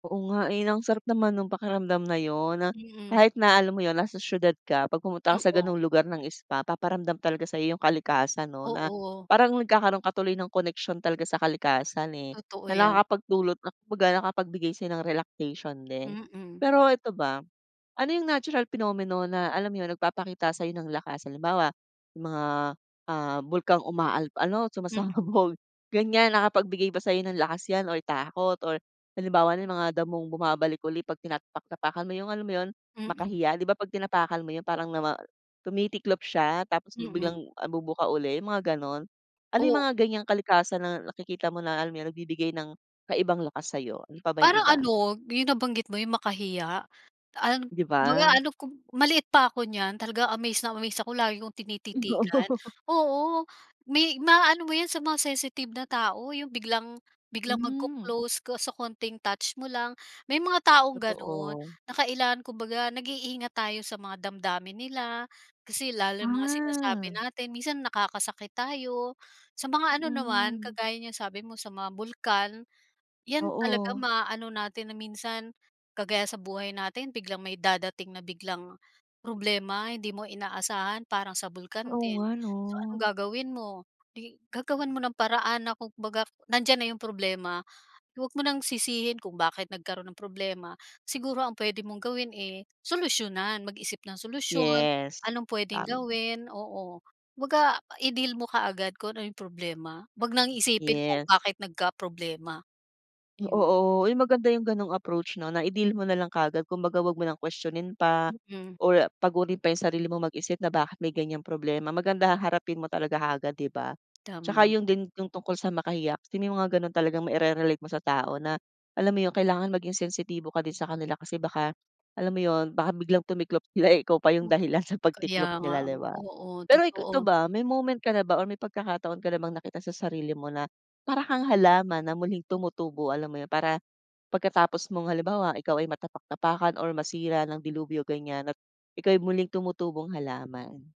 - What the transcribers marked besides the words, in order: "nakakapagdulot" said as "nakakapagtulot"; in English: "phenomenon"; laughing while speaking: "sumasabog"; other noise; background speech; unintelligible speech; other background noise; wind; in English: "approach"; tapping
- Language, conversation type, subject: Filipino, podcast, Ano ang pinakamahalagang aral na natutunan mo mula sa kalikasan?